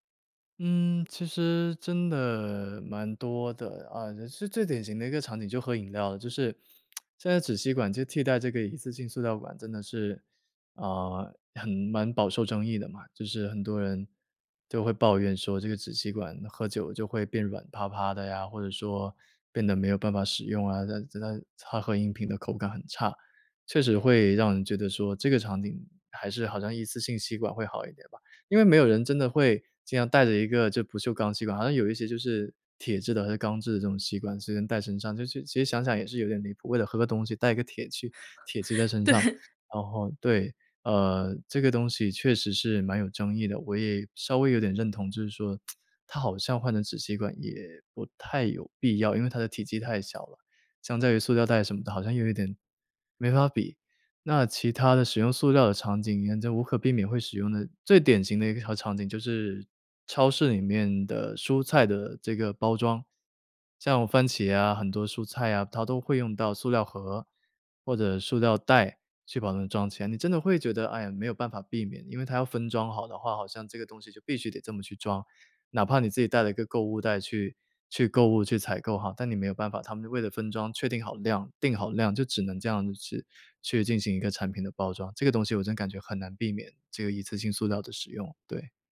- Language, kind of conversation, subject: Chinese, podcast, 你会怎么减少一次性塑料的使用？
- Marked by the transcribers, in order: tsk; chuckle; laughing while speaking: "对"; tsk